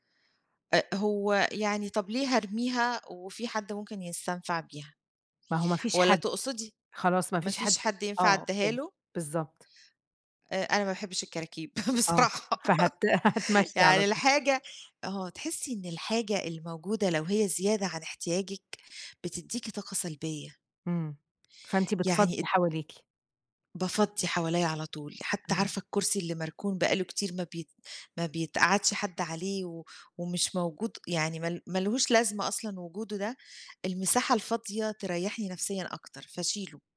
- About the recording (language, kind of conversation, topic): Arabic, podcast, إزاي بتتخلّص من الهدوم أو الحاجات اللي ما بقيتش بتستخدمها؟
- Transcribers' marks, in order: unintelligible speech; laughing while speaking: "فهت هتمَشي على طول"; laughing while speaking: "بصراحة"